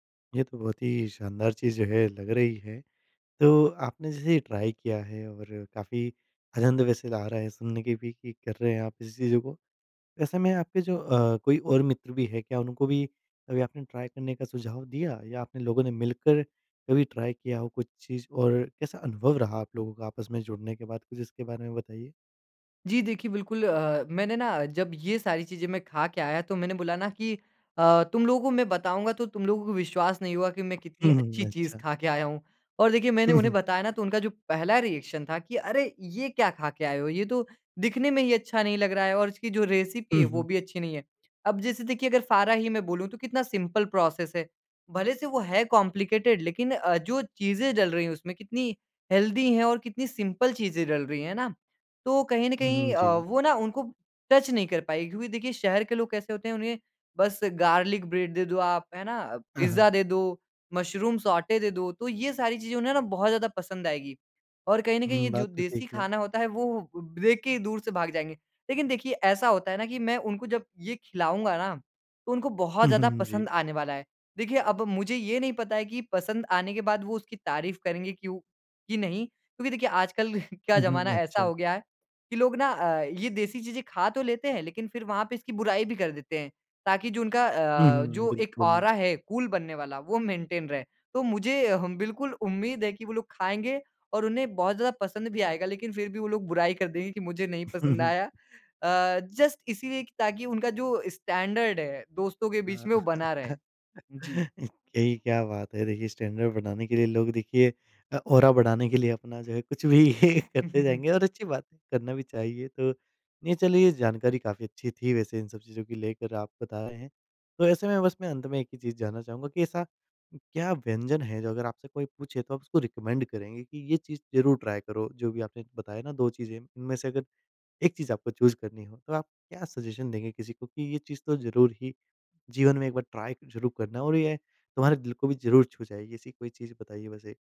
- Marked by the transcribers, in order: in English: "ट्राय"; in English: "ट्राय"; in English: "ट्राई"; chuckle; in English: "रिएक्शन"; in English: "रेसिपी"; in English: "सिम्पल प्रोसेस"; in English: "कॉम्प्लिकेटेड"; in English: "हेल्दी"; in English: "सिम्पल"; in English: "टच"; in English: "सौटे"; chuckle; in English: "ऑरा"; in English: "कूल"; in English: "मेंटेन"; chuckle; chuckle; in English: "जस्ट"; in English: "स्टैंडर्ड"; laugh; in English: "स्टैंडर्ड"; in English: "ऑरा"; laughing while speaking: "कुछ भी"; chuckle; chuckle; in English: "रिकमेंड"; in English: "ट्राय"; in English: "चूज़"; in English: "सजेशन"; in English: "ट्राय"
- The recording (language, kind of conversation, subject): Hindi, podcast, किस जगह का खाना आपके दिल को छू गया?